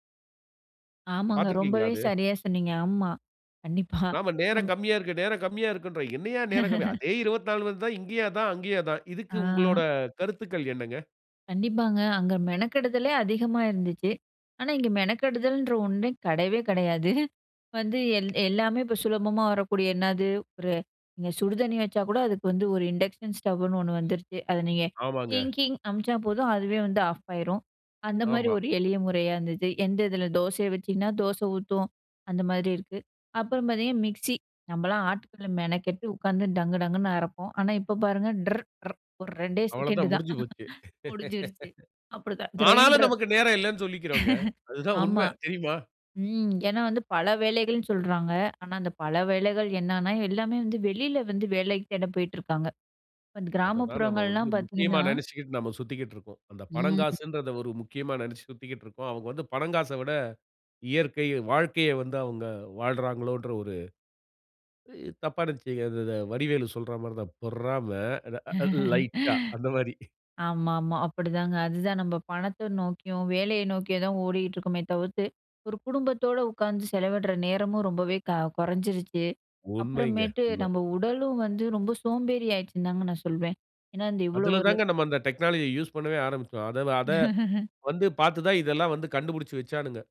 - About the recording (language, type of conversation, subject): Tamil, podcast, காலை நேர நடைமுறையில் தொழில்நுட்பம் எவ்வளவு இடம் பெறுகிறது?
- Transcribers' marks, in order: tapping; laugh; chuckle; in English: "இண்டக்ஷன்"; in English: "டிங்டிங்"; laugh; chuckle; laugh; other background noise; laugh; in English: "டெக்னாலஜிய"; laugh